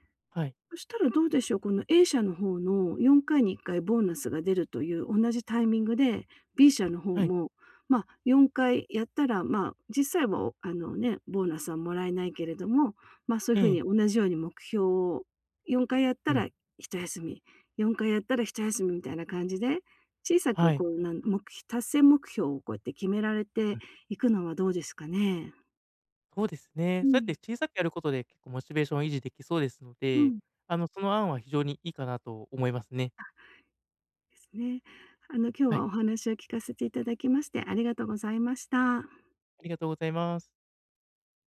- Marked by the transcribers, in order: none
- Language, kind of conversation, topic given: Japanese, advice, 長くモチベーションを保ち、成功や進歩を記録し続けるにはどうすればよいですか？